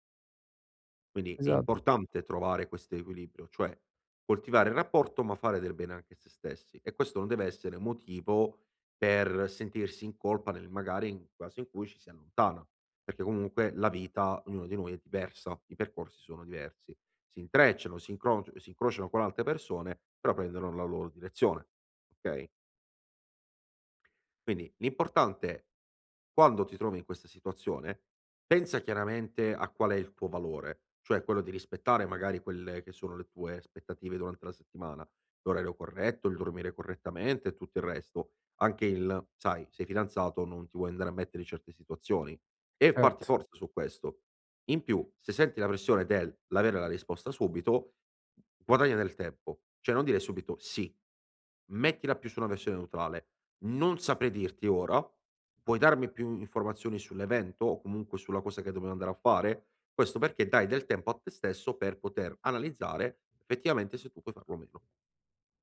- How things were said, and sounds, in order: other background noise; "aspettative" said as "spettative"; tapping; "effettivamente" said as "fettivamente"
- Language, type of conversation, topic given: Italian, advice, Come posso restare fedele ai miei valori senza farmi condizionare dalle aspettative del gruppo?